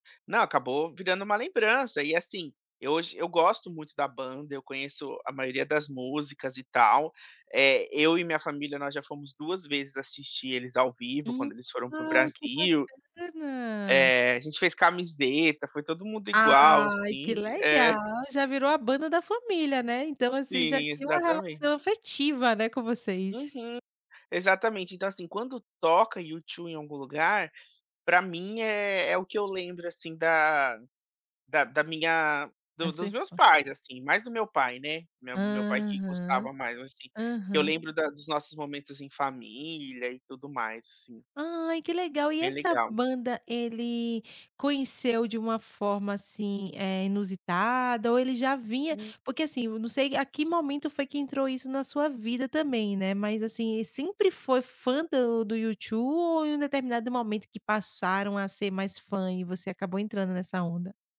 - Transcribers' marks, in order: other noise; tapping
- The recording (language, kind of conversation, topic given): Portuguese, podcast, Que música traz lembranças da sua família?